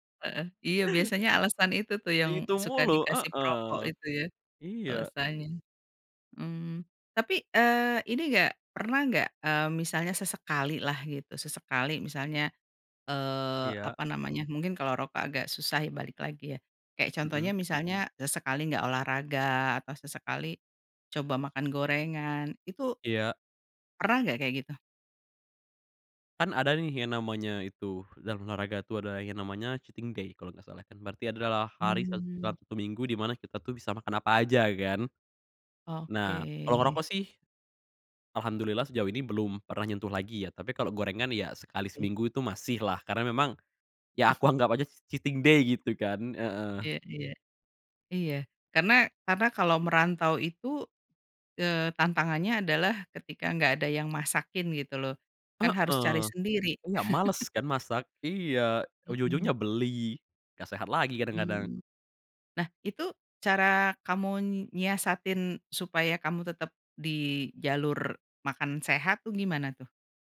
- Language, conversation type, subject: Indonesian, podcast, Bisakah kamu menceritakan pengalamanmu saat mulai membangun kebiasaan sehat yang baru?
- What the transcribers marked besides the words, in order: in English: "cheating day"; chuckle; in English: "cheating day"; chuckle